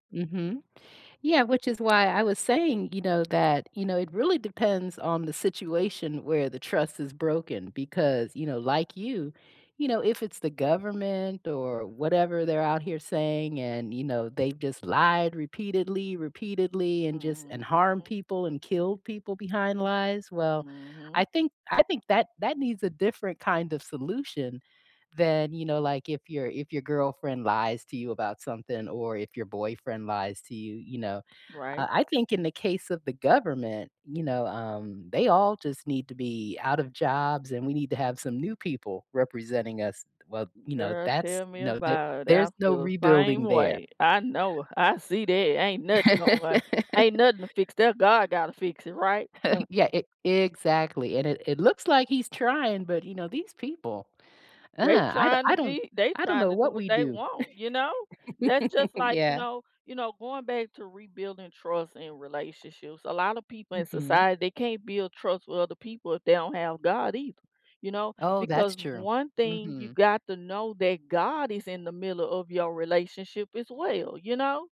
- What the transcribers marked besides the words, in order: laugh; chuckle; tapping; laugh
- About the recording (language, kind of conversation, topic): English, unstructured, How do you rebuild trust after it’s broken?
- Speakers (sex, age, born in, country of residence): female, 40-44, United States, United States; female, 55-59, United States, United States